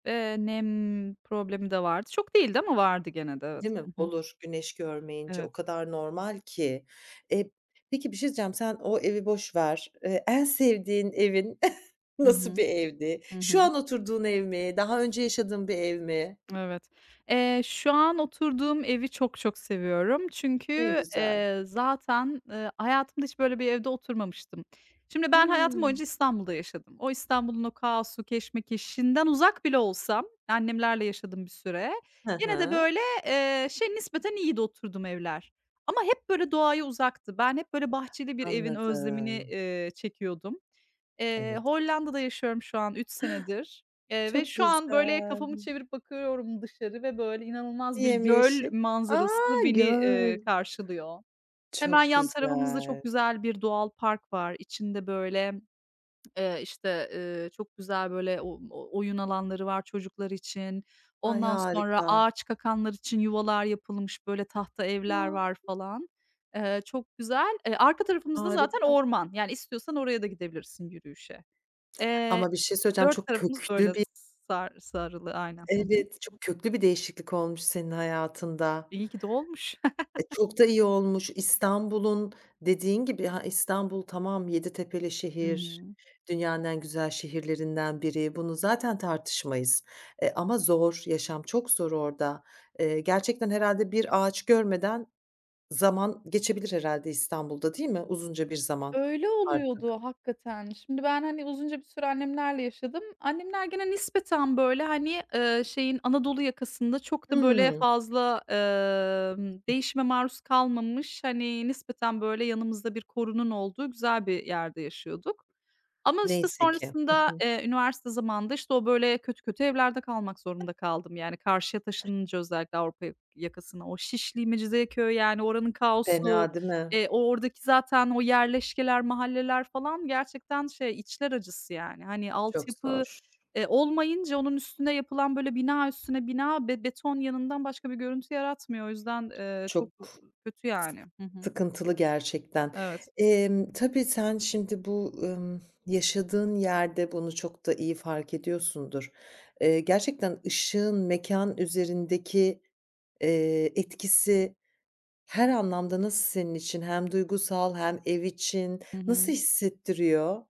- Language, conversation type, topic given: Turkish, podcast, Küçük bir evi daha ferah hissettirmek için neler yaparsın?
- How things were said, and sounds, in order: chuckle; tapping; other background noise; surprised: "A"; tsk; lip smack; chuckle; other noise